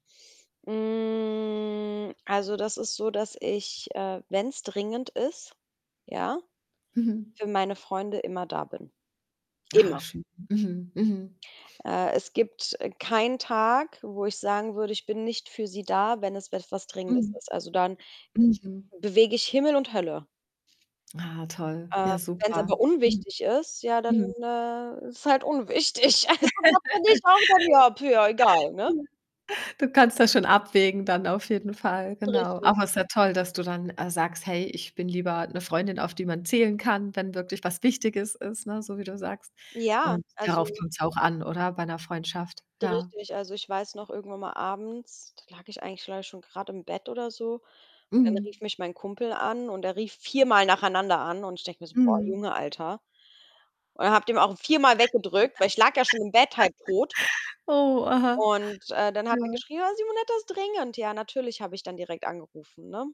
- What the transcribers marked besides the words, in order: drawn out: "Hm"; distorted speech; other background noise; laughing while speaking: "unwichtig. Also"; laugh; other noise; laugh; put-on voice: "Ah, Simonetta, ist dringend"
- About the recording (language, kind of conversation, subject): German, podcast, Wie bringst du Unterstützung für andere und deine eigene Selbstfürsorge in ein gutes Gleichgewicht?